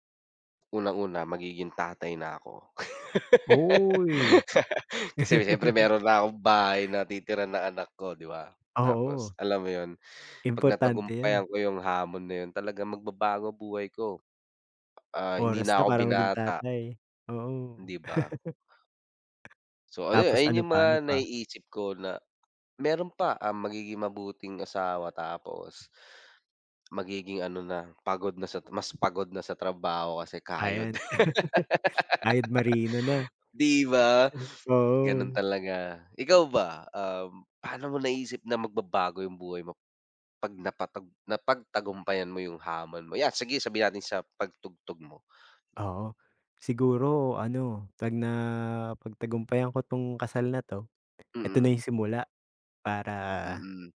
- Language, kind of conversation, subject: Filipino, unstructured, Ano ang pinakamalaking hamon na nais mong mapagtagumpayan sa hinaharap?
- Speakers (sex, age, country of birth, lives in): male, 25-29, Philippines, Philippines; male, 25-29, Philippines, United States
- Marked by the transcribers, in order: laugh; gasp; "napagtagumpayan" said as "natagumpayan"; chuckle; gasp; laugh; chuckle; gasp